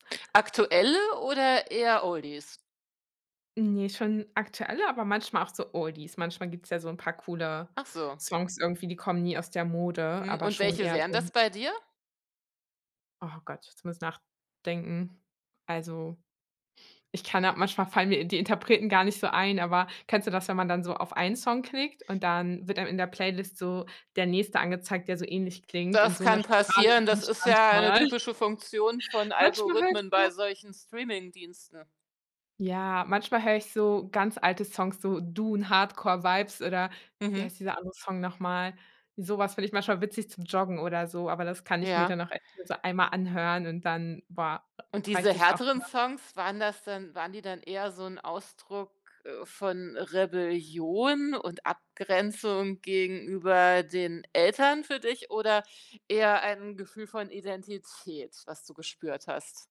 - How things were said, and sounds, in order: other background noise; chuckle
- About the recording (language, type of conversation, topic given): German, podcast, Was wäre der Soundtrack deiner Jugend?